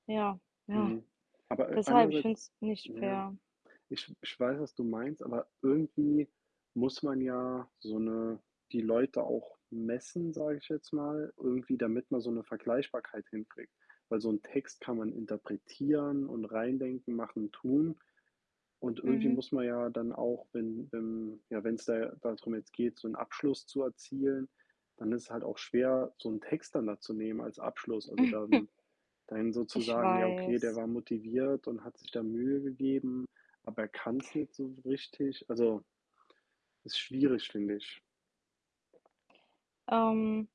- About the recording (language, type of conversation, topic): German, unstructured, Findest du, dass Noten den Lernerfolg richtig widerspiegeln?
- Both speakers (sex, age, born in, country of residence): female, 25-29, Germany, United States; male, 30-34, Germany, United States
- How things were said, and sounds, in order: static; other background noise; "darum" said as "dadrum"; chuckle